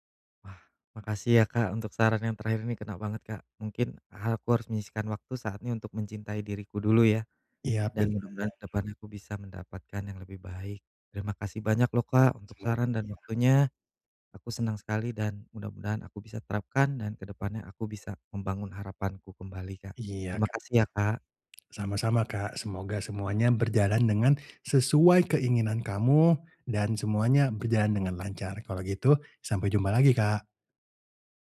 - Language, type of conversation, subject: Indonesian, advice, Bagaimana cara membangun kembali harapan pada diri sendiri setelah putus?
- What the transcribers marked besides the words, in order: tongue click